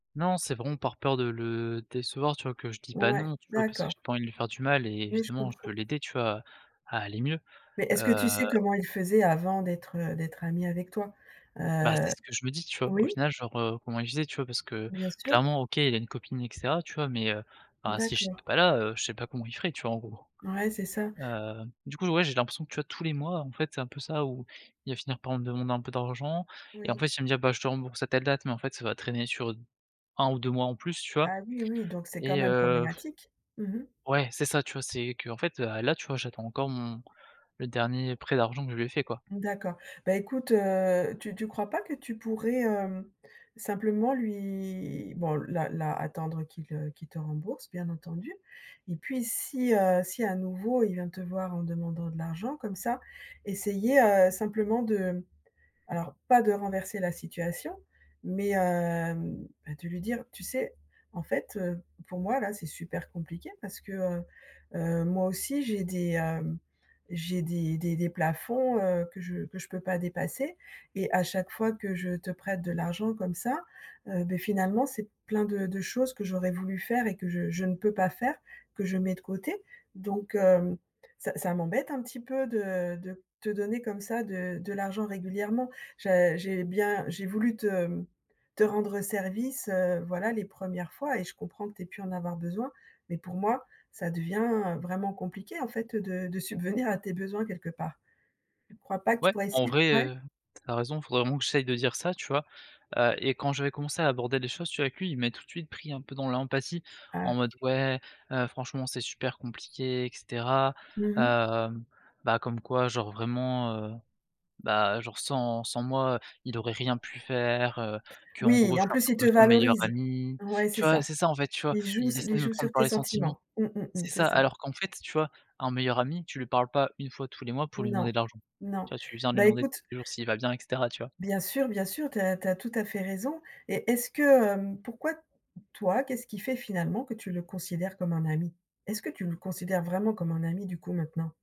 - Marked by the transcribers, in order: tapping
- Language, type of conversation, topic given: French, advice, Comment puis-je apprendre à dire non aux demandes d’un ami ?